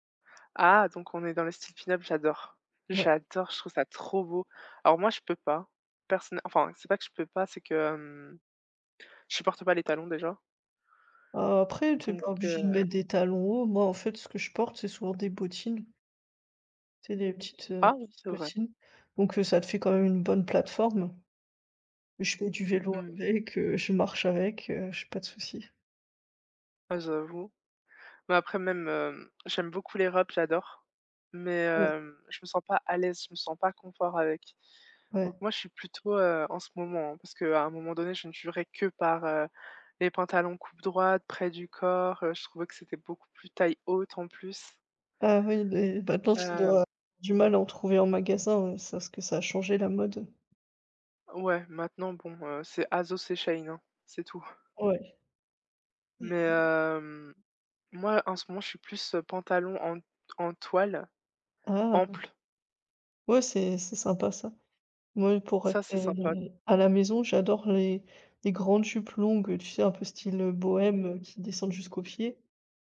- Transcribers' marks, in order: tapping; other background noise; unintelligible speech
- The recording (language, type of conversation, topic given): French, unstructured, Quelle est votre relation avec les achats en ligne et quel est leur impact sur vos habitudes ?
- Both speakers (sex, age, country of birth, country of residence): female, 25-29, France, France; female, 30-34, France, Germany